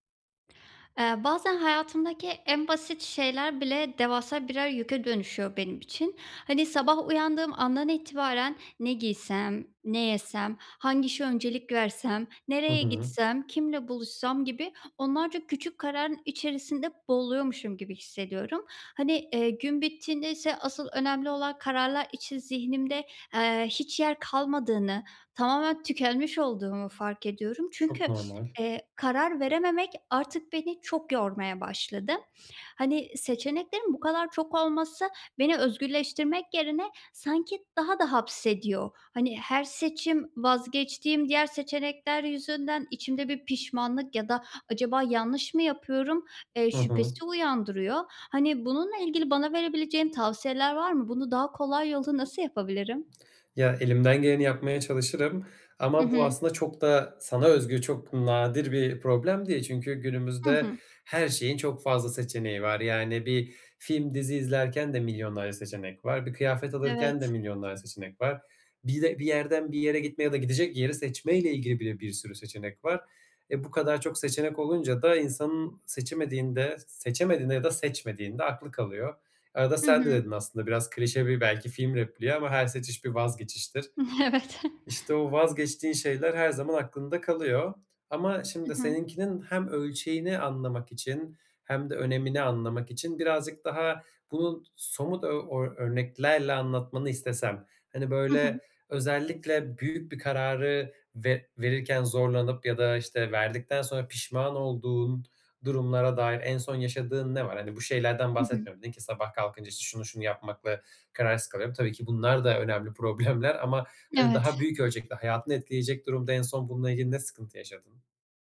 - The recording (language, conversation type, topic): Turkish, advice, Seçenek çok olduğunda daha kolay nasıl karar verebilirim?
- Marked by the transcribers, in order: tapping; sniff; chuckle; laughing while speaking: "Evet"; other background noise; laughing while speaking: "problemler"